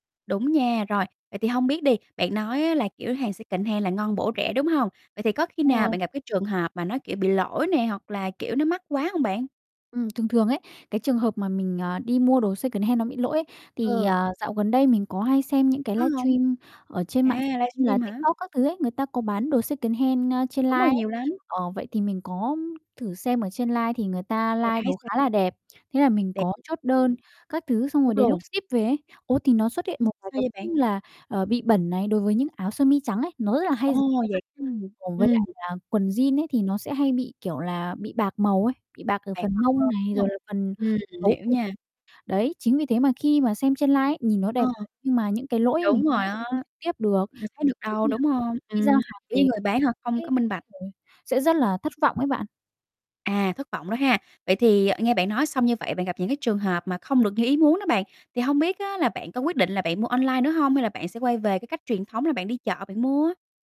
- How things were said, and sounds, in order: in English: "secondhand"; tapping; in English: "secondhand"; mechanical hum; in English: "secondhand"; distorted speech; lip smack; other background noise; unintelligible speech; other noise; unintelligible speech; unintelligible speech
- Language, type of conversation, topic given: Vietnamese, podcast, Bạn nghĩ thế nào về việc mua đồ đã qua sử dụng hoặc đồ cổ điển?